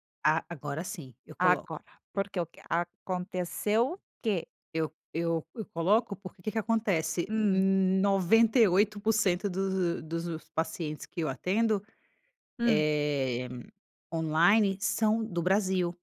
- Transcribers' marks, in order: none
- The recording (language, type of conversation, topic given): Portuguese, podcast, Quais limites você estabelece para receber mensagens de trabalho fora do expediente?